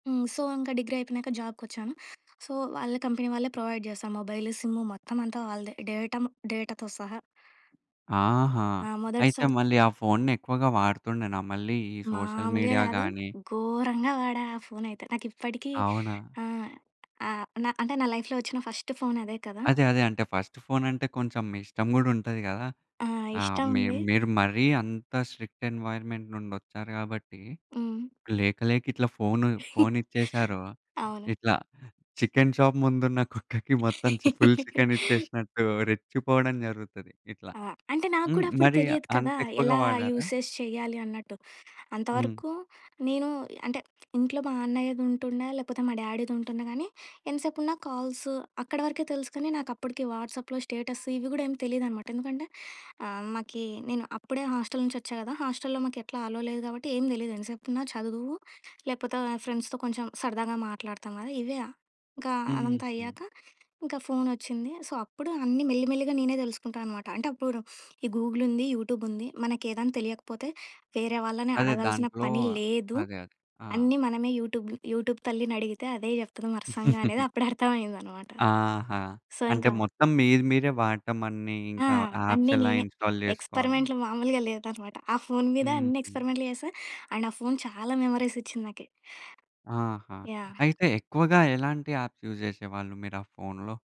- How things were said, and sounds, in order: in English: "సో"; in English: "సో"; in English: "కంపెనీ"; in English: "ప్రొవైడ్"; in English: "సిమ్"; in English: "డేటమ్ డేటాతో"; in English: "సోషల్ మీడియా"; tapping; in English: "లైఫ్‌లో"; in English: "ఫస్ట్"; in English: "స్ట్రిక్ట్ ఎన్‌వైర్‌మెంట్"; chuckle; in English: "చికెన్ షాప్"; giggle; in English: "ఫుల్ చికెన్"; in English: "యూసేజ్"; in English: "కాల్స్"; in English: "వాట్సప్‌లో స్టేటస్"; in English: "హాస్టల్"; in English: "హాస్టల్‌లో"; in English: "అలో"; in English: "ఫ్రెండ్స్‌తో"; in English: "సో"; in English: "యూటూబ్ యూటూబ్"; giggle; in English: "సో"; in English: "యాప్స్"; in English: "ఇన్‌స్టాల్"; in English: "అండ్"; in English: "మెమోరీస్"; in English: "యాప్స్ యూజ్"
- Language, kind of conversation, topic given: Telugu, podcast, ఫోన్, వాట్సాప్ వాడకంలో మీరు పరిమితులు ఎలా నిర్ణయించుకుంటారు?